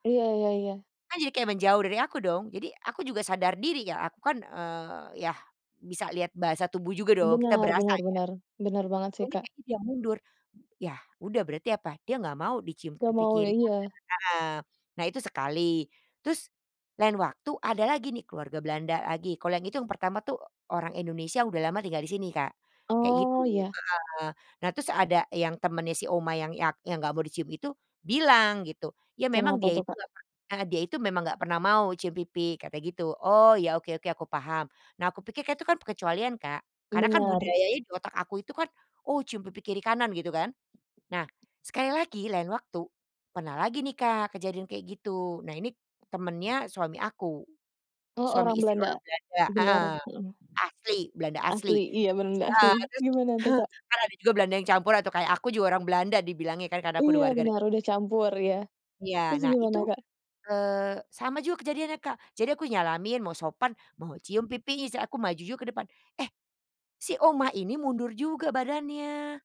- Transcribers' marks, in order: other background noise; chuckle; unintelligible speech
- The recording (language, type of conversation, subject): Indonesian, podcast, Pernahkah Anda mengalami salah paham karena perbedaan budaya? Bisa ceritakan?